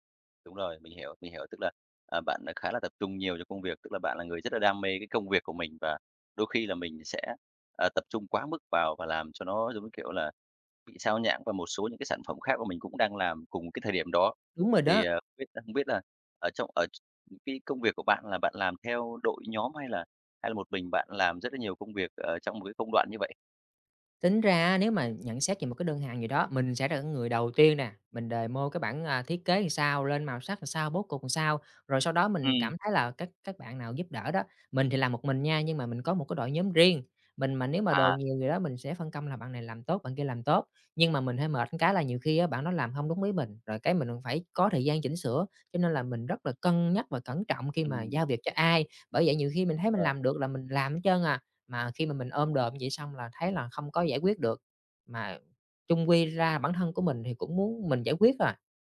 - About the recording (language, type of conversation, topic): Vietnamese, advice, Làm thế nào để vượt qua tính cầu toàn khiến bạn không hoàn thành công việc?
- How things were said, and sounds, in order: tapping; in English: "demo"; other background noise